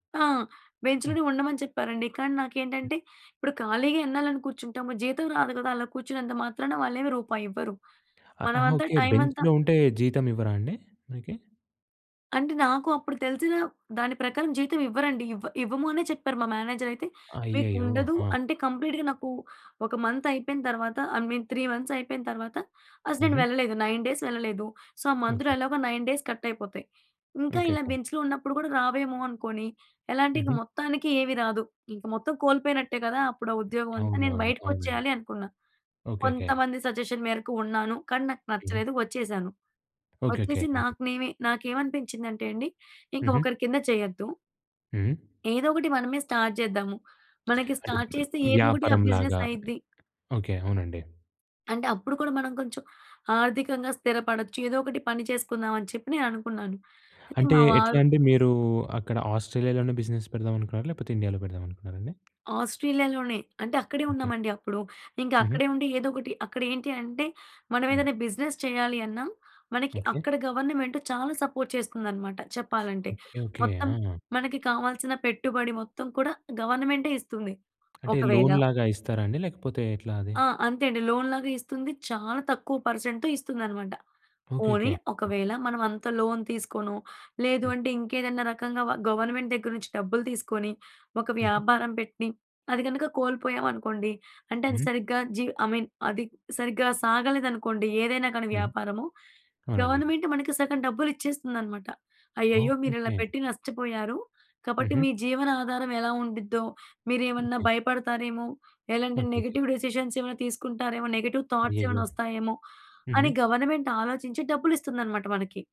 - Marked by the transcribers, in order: in English: "బెంచ్‌లోనే"; tapping; in English: "బెంచ్‌లో"; in English: "మేనేజర్"; other background noise; in English: "కంప్లీట్‌గా"; in English: "మంత్"; in English: "ఐ మీన్ త్రీ మంత్స్"; in English: "నైన్ డేస్"; in English: "సో"; in English: "మంత్‌లో"; in English: "నైన్ డేస్ కట్"; in English: "బెంచ్‌లో"; in English: "సజెషన్"; in English: "స్టార్ట్"; in English: "స్టార్ట్"; in English: "బిజినెస్"; in English: "బిజినెస్"; in English: "బిజినెస్"; in English: "గవర్నమెంట్"; in English: "సపోర్ట్"; in English: "లోన్‌లాగా"; in English: "లోన్‌లాగా"; in English: "పర్సెంట్"; in English: "లోన్"; in English: "గవర్నమెంట్"; in English: "ఐ మీన్"; in English: "గవర్నమెంట్"; in English: "నెగెటివ్ డెసిసన్స్"; in English: "నెగెటివ్ థాట్స్"; in English: "గవర్నమెంట్"
- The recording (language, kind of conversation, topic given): Telugu, podcast, ఉద్యోగం కోల్పోతే మీరు ఎలా కోలుకుంటారు?